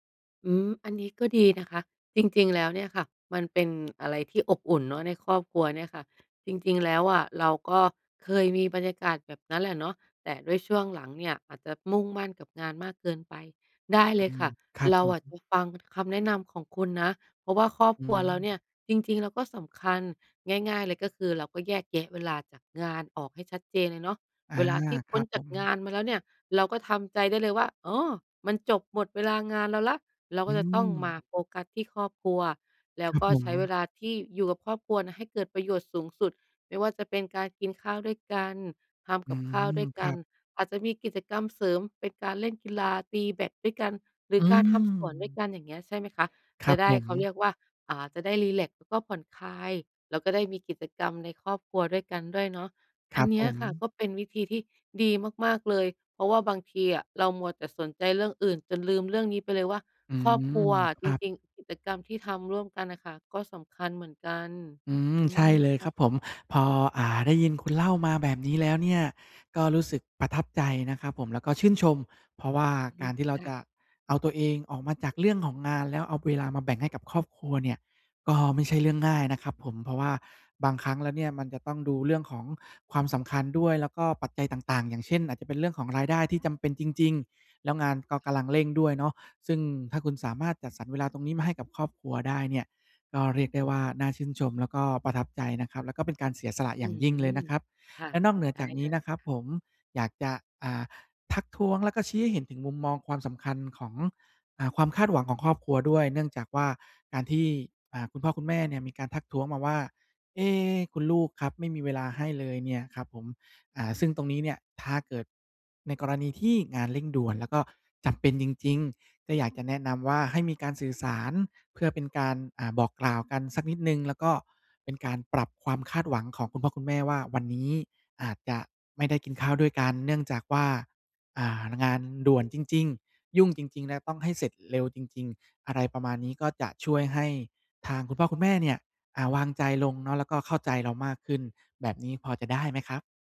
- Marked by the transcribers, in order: tapping
- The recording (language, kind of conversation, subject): Thai, advice, ฉันควรแบ่งเวลาให้สมดุลระหว่างงานกับครอบครัวในแต่ละวันอย่างไร?